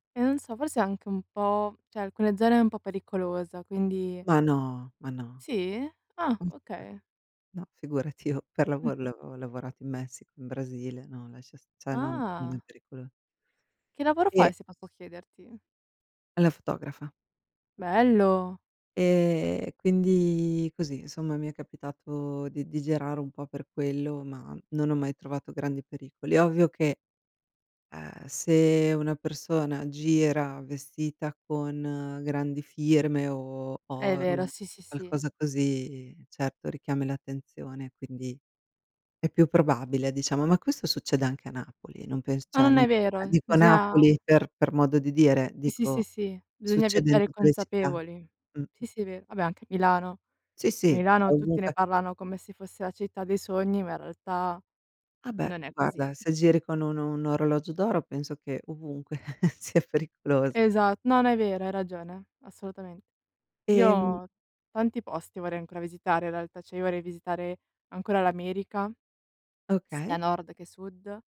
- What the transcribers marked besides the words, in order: "cioè" said as "ceh"; other background noise; "cioè" said as "ceh"; drawn out: "Ah"; drawn out: "quindi"; tapping; "cioè" said as "ceh"; unintelligible speech; "cioè" said as "ceh"; chuckle; laughing while speaking: "sia pericoloso"; "cioè" said as "ceh"
- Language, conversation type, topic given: Italian, unstructured, Cosa ti piace fare quando esplori un posto nuovo?